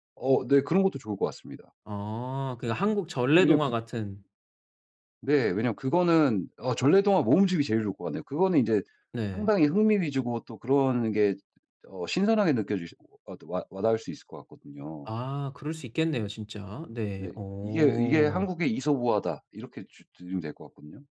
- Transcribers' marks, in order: other background noise
- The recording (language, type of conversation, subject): Korean, advice, 누군가에게 줄 선물을 고를 때 무엇을 먼저 고려해야 하나요?
- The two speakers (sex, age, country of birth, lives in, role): male, 30-34, South Korea, Hungary, user; male, 35-39, United States, United States, advisor